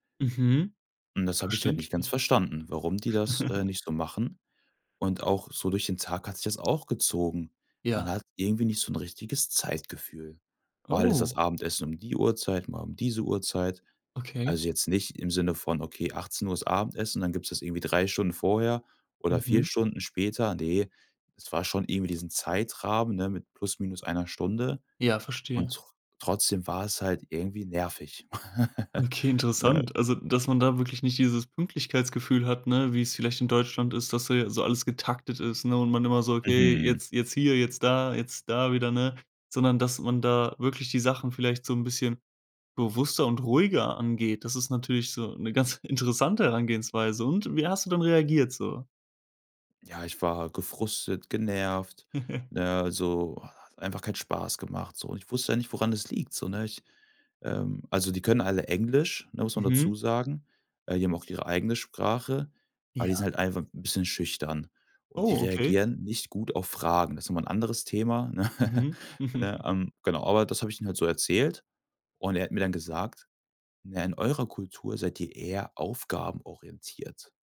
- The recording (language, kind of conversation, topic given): German, podcast, Erzählst du von einer Person, die dir eine Kultur nähergebracht hat?
- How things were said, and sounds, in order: chuckle; chuckle; chuckle; chuckle; laughing while speaking: "ne?"